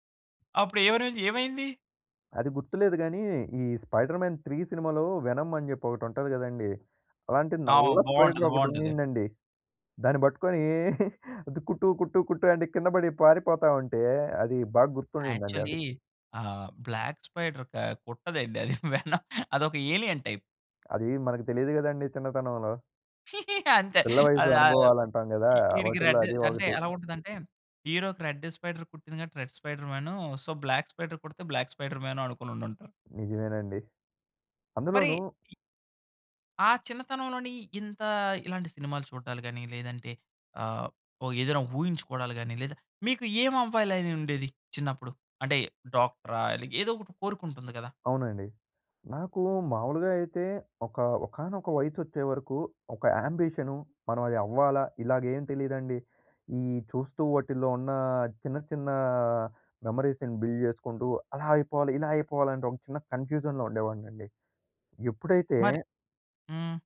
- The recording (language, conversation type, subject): Telugu, podcast, మీ పిల్లవయస్సు అనుభవాలు మీ కళలో ఎలా ప్రతిబింబిస్తాయి?
- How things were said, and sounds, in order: in English: "స్పైడర్‌మ్యాన్ 3"; in English: "వెనమ్"; in English: "స్పైడర్"; laughing while speaking: "బట్టుకొనీ"; in English: "యాక్చొల్లీ"; in English: "బ్లాక్"; laughing while speaking: "కుట్టదండి. అది వెన"; in English: "ఏలియన్ టైప్"; laugh; in English: "రెడ్"; in English: "రెడ్ స్పైడర్"; in English: "రెడ్"; in English: "సో, బ్లాక్ స్పైడర్"; in English: "బ్లాక్"; "ఊహించుకోడాలు" said as "వూయించుకోడాలు"; in English: "మెమోరీస్‌ని బిల్డ్"; in English: "కన్ఫ్యూజన్‌లో"